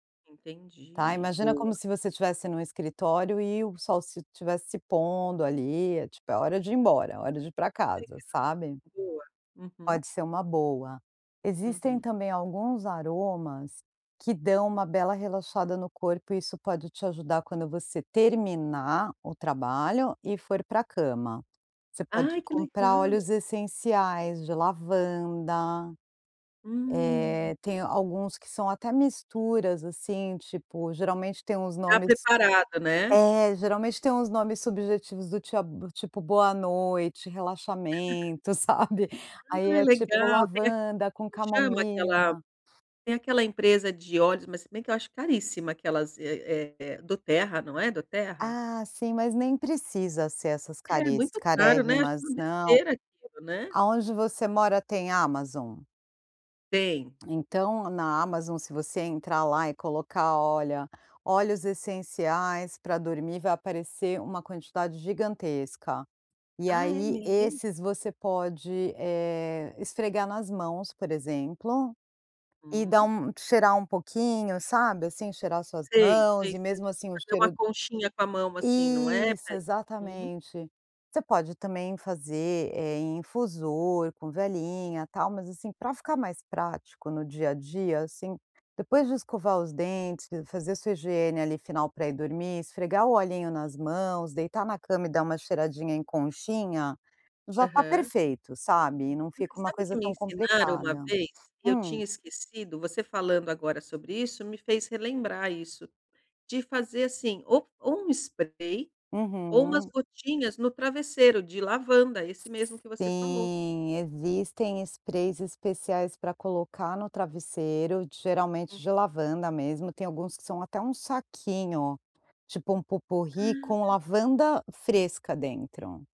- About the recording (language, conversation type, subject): Portuguese, advice, Como é a sua rotina relaxante antes de dormir?
- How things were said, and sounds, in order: laugh